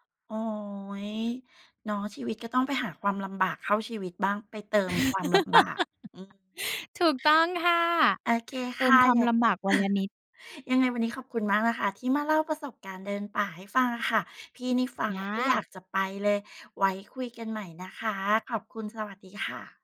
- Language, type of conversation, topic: Thai, podcast, คุณช่วยเล่าประสบการณ์การเดินป่าที่คุณชอบที่สุดให้ฟังหน่อยได้ไหม?
- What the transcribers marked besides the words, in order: drawn out: "โอ๊ย !"; laugh; chuckle